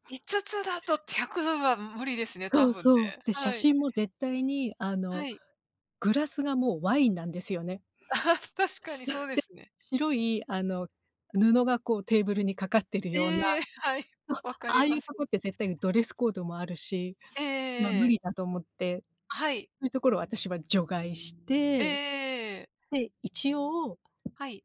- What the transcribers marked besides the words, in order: laugh; laughing while speaking: "そう"; laughing while speaking: "はい"; other street noise; tapping
- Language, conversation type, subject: Japanese, unstructured, 新しいレストランを試すとき、どんな基準で選びますか？
- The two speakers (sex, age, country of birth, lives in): female, 55-59, Japan, United States; female, 55-59, Japan, United States